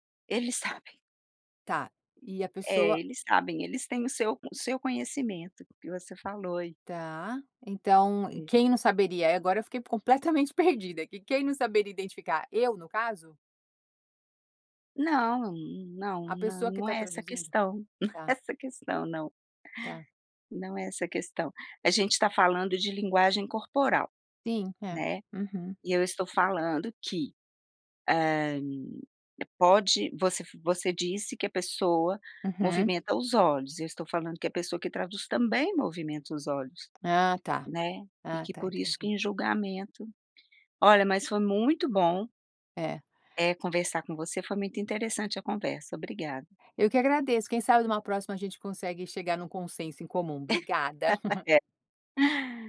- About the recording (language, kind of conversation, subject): Portuguese, podcast, Como perceber quando palavras e corpo estão em conflito?
- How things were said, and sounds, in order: laugh